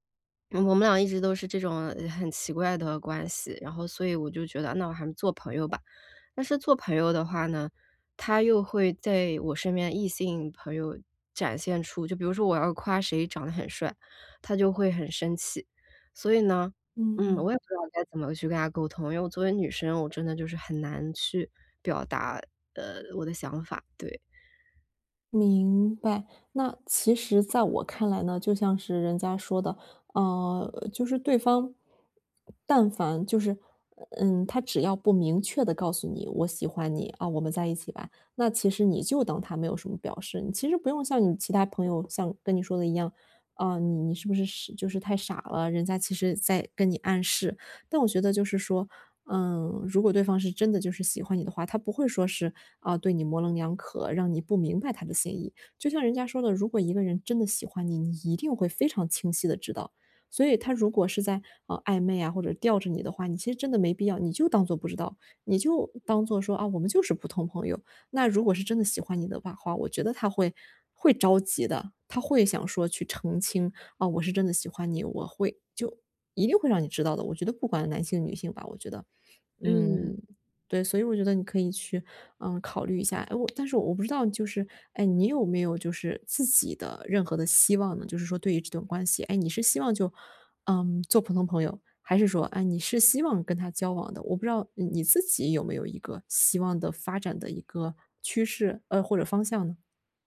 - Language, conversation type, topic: Chinese, advice, 我和朋友闹翻了，想修复这段关系，该怎么办？
- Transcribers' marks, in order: tapping